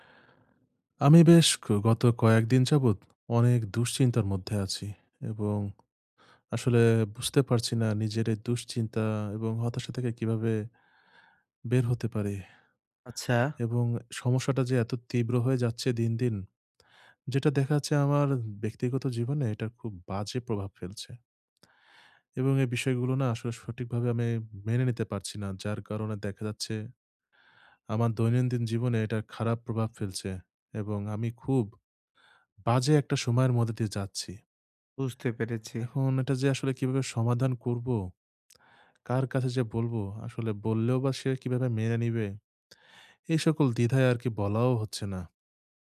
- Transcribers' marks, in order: tapping; lip smack
- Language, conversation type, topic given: Bengali, advice, বিরোধের সময় কীভাবে সম্মান বজায় রেখে সহজভাবে প্রতিক্রিয়া জানাতে পারি?